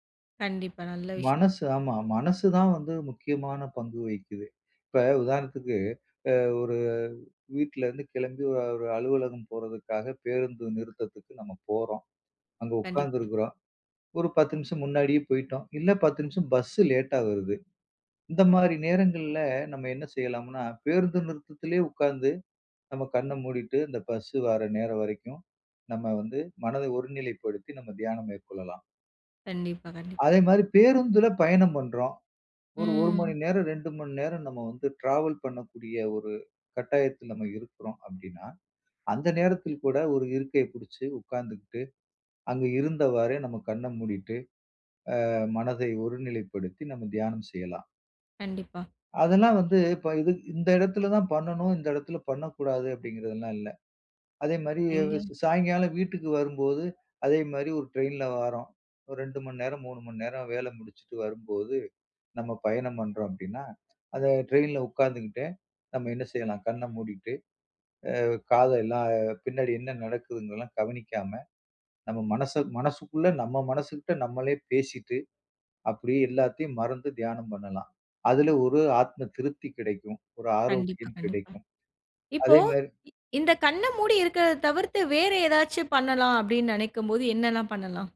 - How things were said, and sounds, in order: other background noise; tapping; in English: "ட்ராவல்"
- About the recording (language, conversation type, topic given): Tamil, podcast, நேரம் இல்லாத நாளில் எப்படி தியானம் செய்யலாம்?